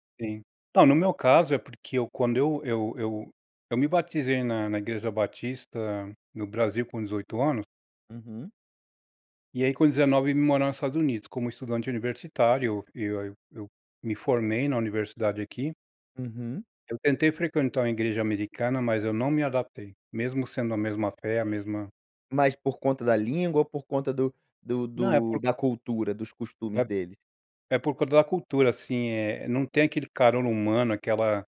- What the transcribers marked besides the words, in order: none
- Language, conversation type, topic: Portuguese, podcast, Como a comida une as pessoas na sua comunidade?